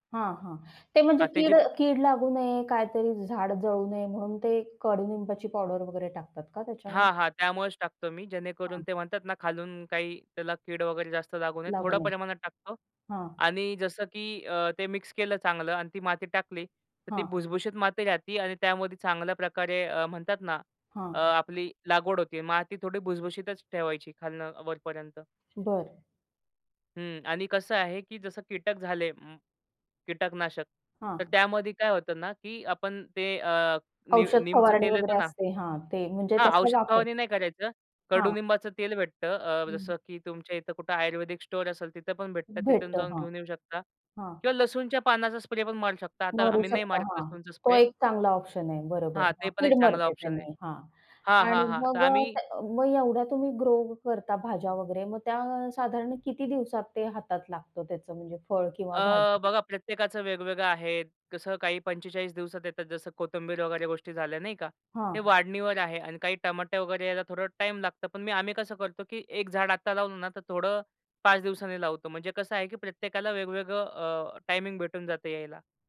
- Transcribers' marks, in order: other background noise; other noise; tapping
- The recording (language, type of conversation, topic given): Marathi, podcast, छोट्या जागेत भाजीबाग कशी उभाराल?